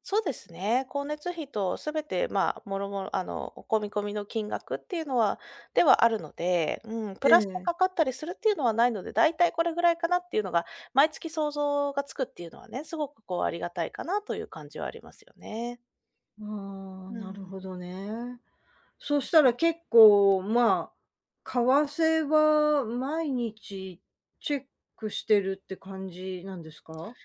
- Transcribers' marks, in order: other background noise; other noise
- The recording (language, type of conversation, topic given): Japanese, advice, 収入が減って生活費の見通しが立たないとき、どうすればよいですか？